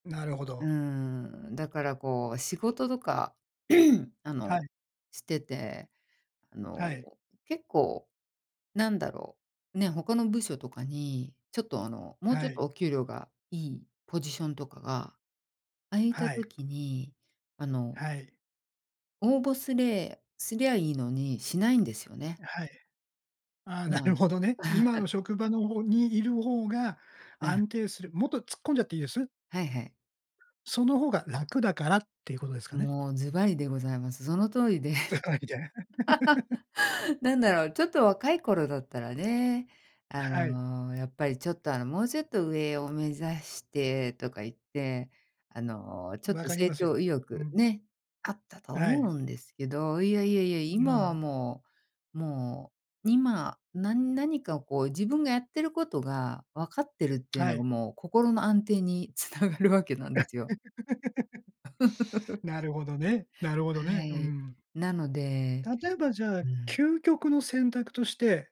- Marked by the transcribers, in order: throat clearing; laugh; laughing while speaking: "ズバリじゃあ"; laugh; laughing while speaking: "つながるわけなんですよ"; laugh
- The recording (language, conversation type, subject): Japanese, podcast, あなたは成長と安定のどちらを重視していますか？